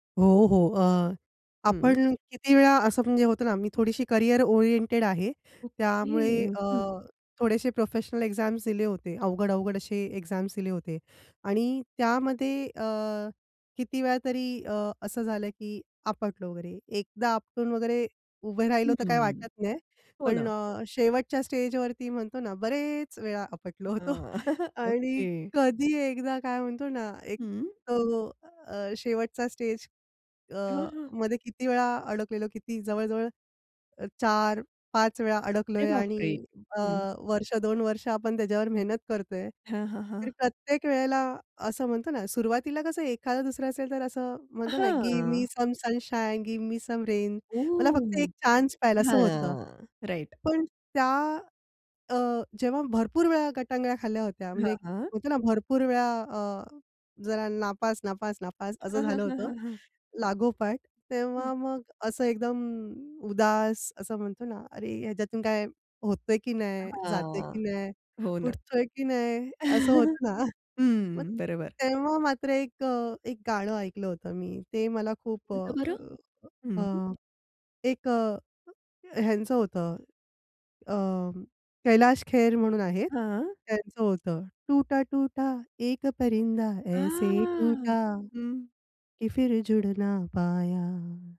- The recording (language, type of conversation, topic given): Marathi, podcast, तुला कोणत्या गाण्यांनी सांत्वन दिलं आहे?
- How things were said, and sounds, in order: tapping; in English: "एक्झाम्स"; in English: "एक्झाम्स"; laugh; chuckle; other background noise; in English: "गिव्ह मी सम सनशाईन, गिव्ह मी सम रेन"; in English: "राइट"; laugh; singing: "टूटा टूटा, एक परिंदा ऐसे टूटा कि फ़िर जुड़ ना पाया"; in Hindi: "टूटा टूटा, एक परिंदा ऐसे टूटा कि फ़िर जुड़ ना पाया"